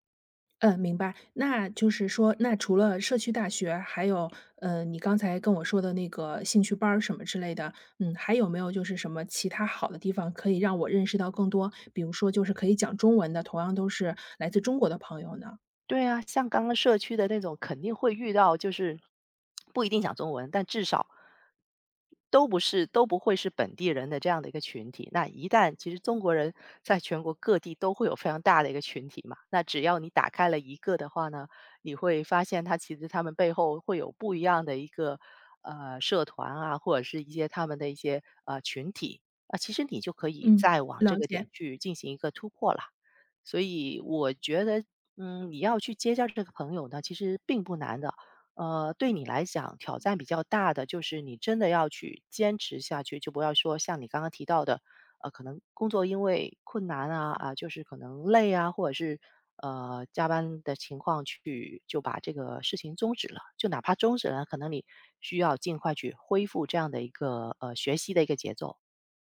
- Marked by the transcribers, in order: tapping; "中" said as "宗"; other background noise; "结交" said as "接交"
- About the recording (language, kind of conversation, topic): Chinese, advice, 搬到新城市后感到孤单，应该怎么结交朋友？